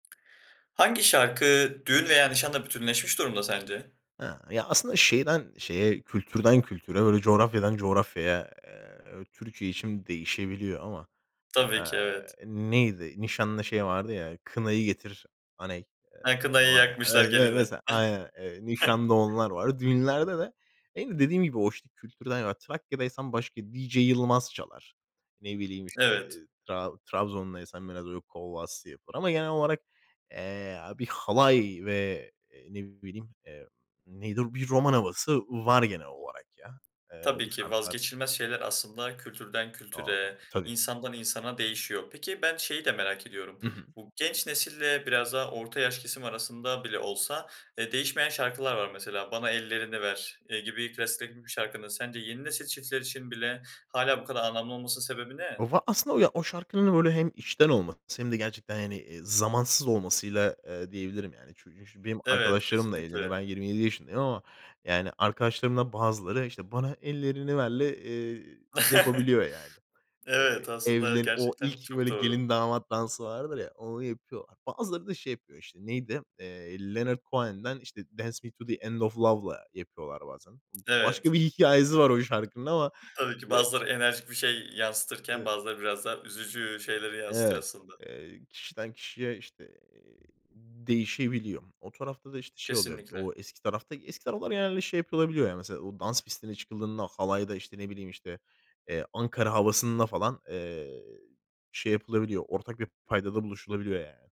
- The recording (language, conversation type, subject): Turkish, podcast, Hangi şarkı düğün veya nişanla en çok özdeşleşiyor?
- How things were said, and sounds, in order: other background noise; chuckle; unintelligible speech; chuckle; tapping